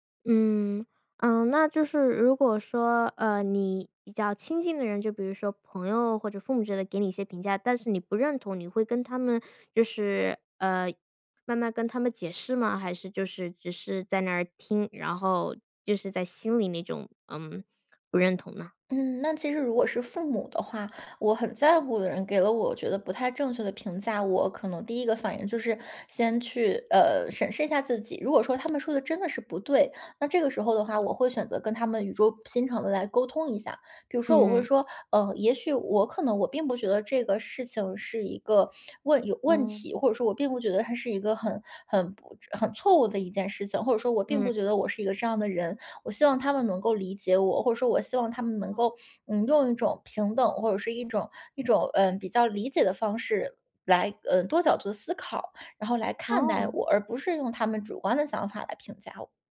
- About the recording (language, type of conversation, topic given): Chinese, podcast, 你会如何应对别人对你变化的评价？
- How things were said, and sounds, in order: other background noise; other noise